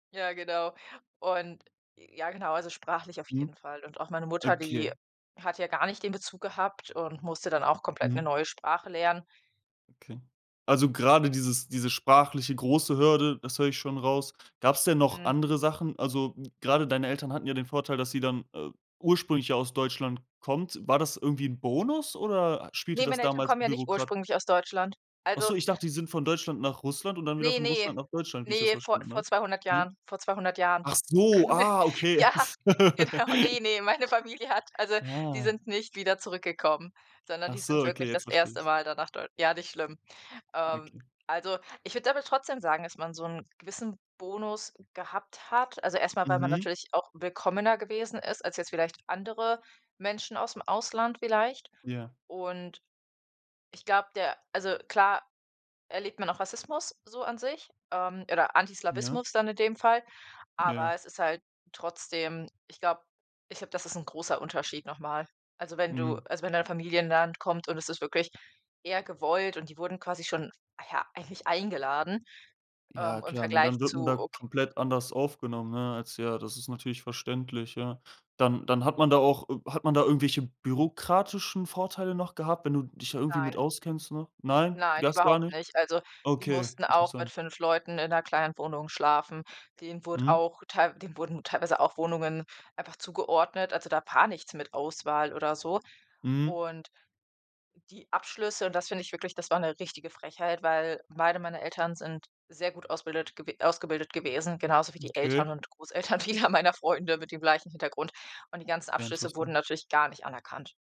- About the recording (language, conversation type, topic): German, podcast, Welche Rolle hat Migration in deiner Familie gespielt?
- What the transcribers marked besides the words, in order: other background noise; laughing while speaking: "kamen wir ja, genau"; surprised: "Ach so, ah, okay"; laugh; laughing while speaking: "Großeltern vieler"